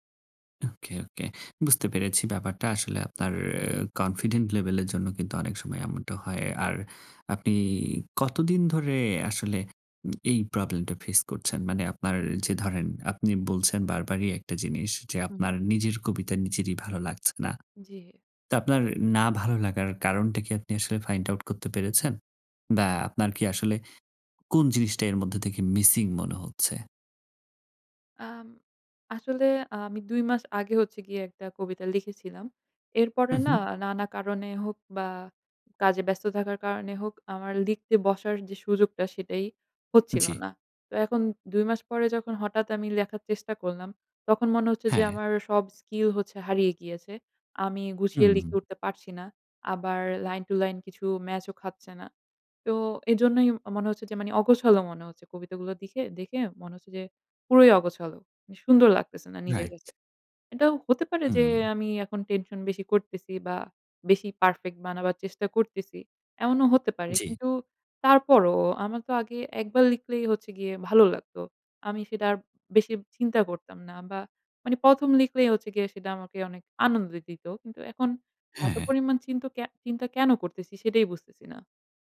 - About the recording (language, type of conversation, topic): Bengali, advice, আপনার আগ্রহ কীভাবে কমে গেছে এবং আগে যে কাজগুলো আনন্দ দিত, সেগুলো এখন কেন আর আনন্দ দেয় না?
- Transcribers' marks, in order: in English: "কনফিডেন্ট লেভেল"; in English: "find out"; in English: "মিসিং"; in English: "স্কিল"; in English: "লাইন টু লাইন"; in English: "ম্যাচ"